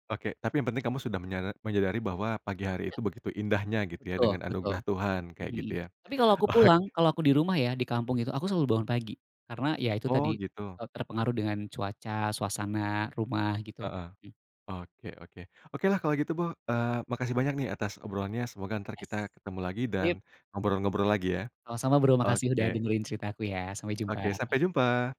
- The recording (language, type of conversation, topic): Indonesian, podcast, Ceritakan momen matahari terbit atau terbenam yang paling kamu ingat?
- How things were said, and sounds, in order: tapping; laughing while speaking: "oke"; other noise